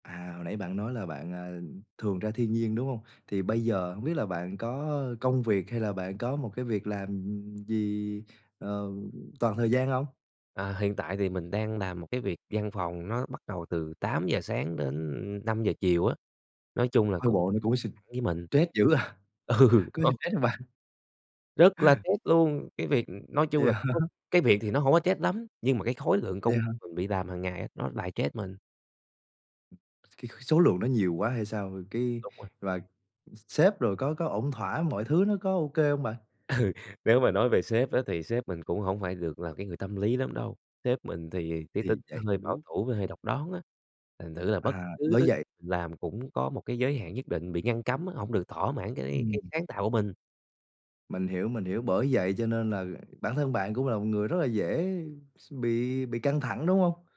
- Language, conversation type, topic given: Vietnamese, podcast, Thiên nhiên giúp bạn giảm căng thẳng bằng cách nào?
- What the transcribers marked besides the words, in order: tapping; "stress" said as "trét"; laughing while speaking: "à"; unintelligible speech; laughing while speaking: "Ừ"; laughing while speaking: "hả?"; other background noise; other noise; laughing while speaking: "Ừ"